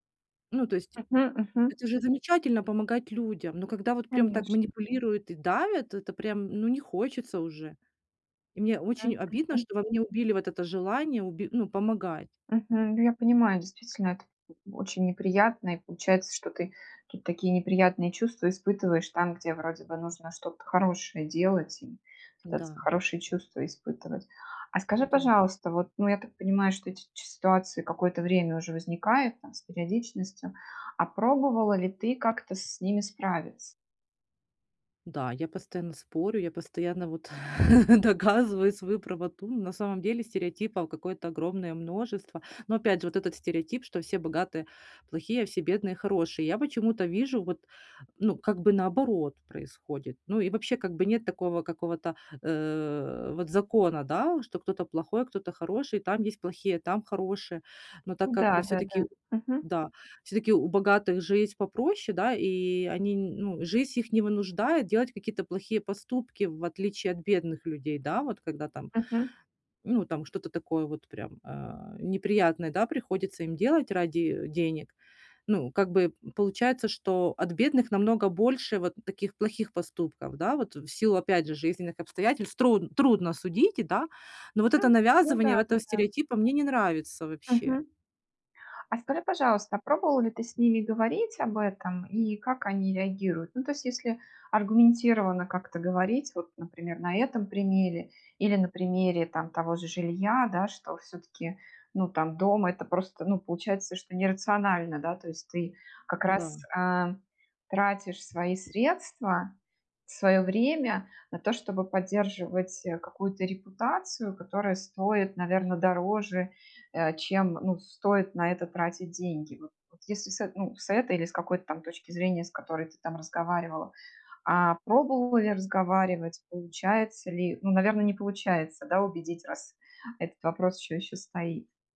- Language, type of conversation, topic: Russian, advice, Как справляться с давлением со стороны общества и стереотипов?
- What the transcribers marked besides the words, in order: chuckle